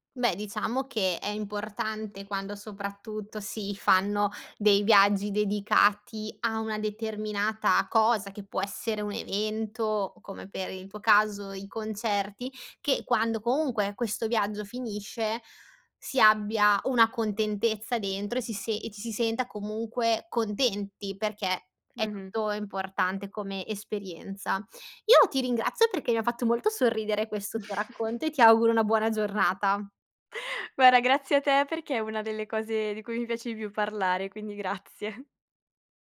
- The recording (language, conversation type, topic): Italian, podcast, Hai mai fatto un viaggio solo per un concerto?
- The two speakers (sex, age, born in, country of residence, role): female, 25-29, Italy, Italy, guest; female, 25-29, Italy, Italy, host
- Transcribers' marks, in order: chuckle; laughing while speaking: "grazie"